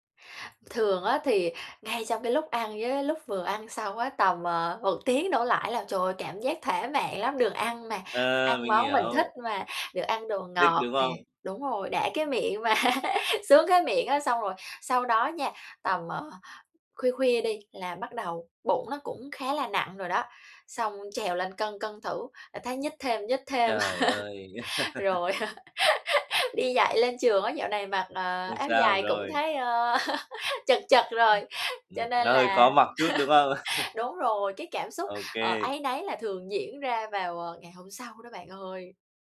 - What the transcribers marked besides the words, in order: tapping; laughing while speaking: "mà"; laugh; other background noise; laugh
- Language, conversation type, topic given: Vietnamese, advice, Làm sao để kiểm soát cơn thèm ăn vặt hằng ngày?